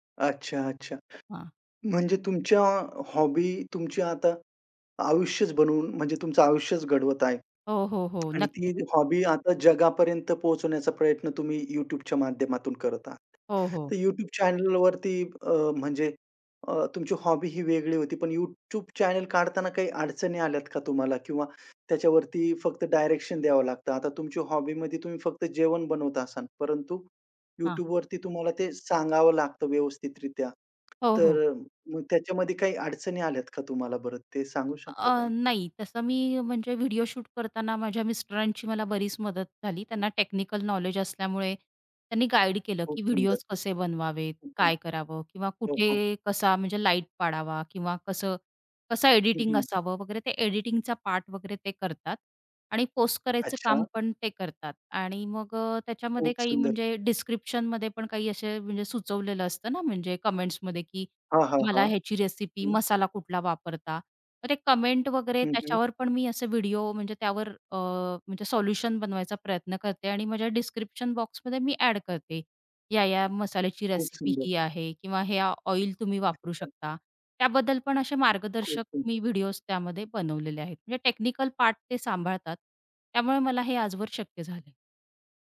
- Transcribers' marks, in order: in English: "हॉबी"; tapping; other background noise; in English: "हॉबी"; in English: "चॅनेलवरती"; in English: "हॉबी"; in English: "चॅनेल"; in English: "हॉबीमध्ये"; in English: "शूट"; in English: "कमेंट्समध्ये"; in English: "कमेंट"; in English: "डिस्क्रिप्शन"; unintelligible speech
- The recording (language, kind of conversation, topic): Marathi, podcast, ह्या छंदामुळे तुमच्या आयुष्यात कोणते बदल घडले?